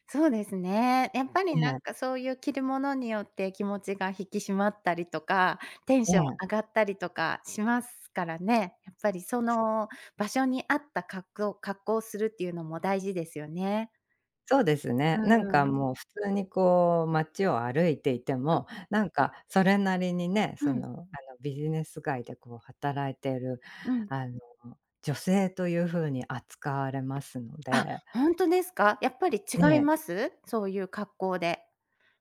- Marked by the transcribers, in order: none
- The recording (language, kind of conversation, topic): Japanese, podcast, 仕事や環境の変化で服装を変えた経験はありますか？
- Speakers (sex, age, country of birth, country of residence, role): female, 45-49, Japan, United States, guest; female, 50-54, Japan, Japan, host